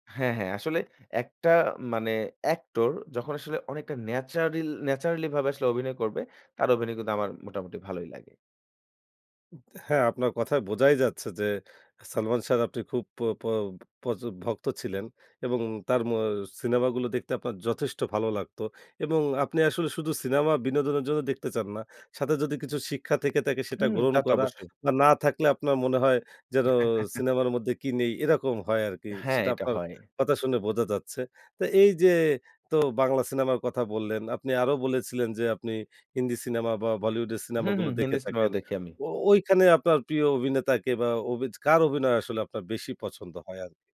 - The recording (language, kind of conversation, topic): Bengali, podcast, কোনো সিনেমা বা গান কি কখনো আপনাকে অনুপ্রাণিত করেছে?
- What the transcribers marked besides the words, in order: chuckle